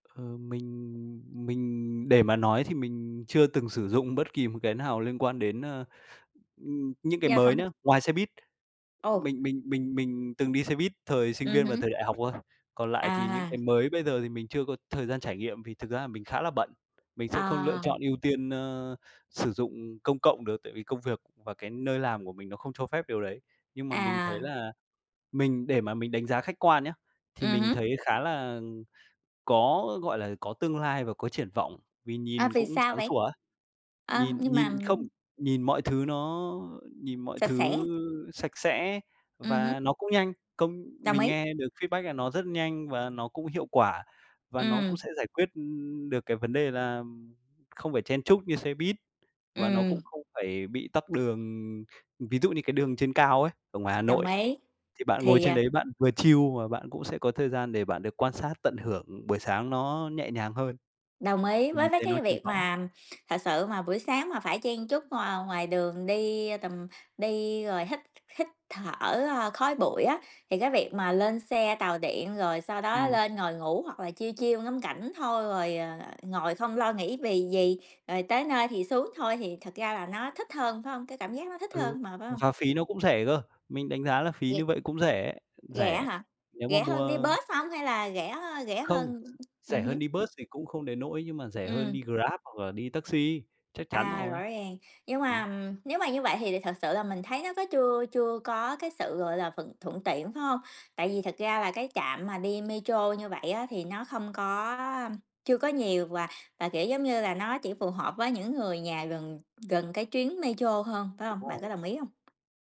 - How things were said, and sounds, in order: tapping; other background noise; unintelligible speech; in English: "feedback"; in English: "chill"; in English: "chill, chill"
- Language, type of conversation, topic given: Vietnamese, unstructured, Điều gì khiến bạn hào hứng về tương lai của giao thông công cộng?